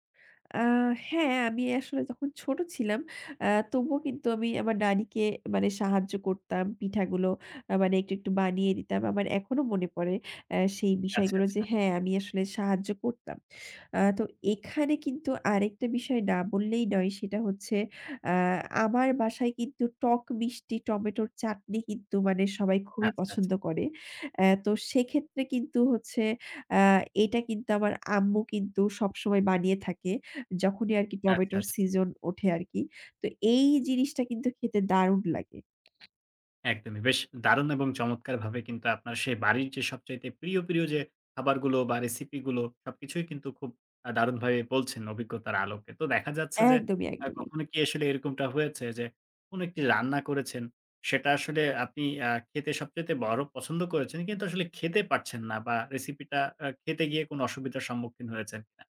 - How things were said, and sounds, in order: tapping; other background noise
- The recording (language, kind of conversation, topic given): Bengali, podcast, তোমাদের বাড়ির সবচেয়ে পছন্দের রেসিপি কোনটি?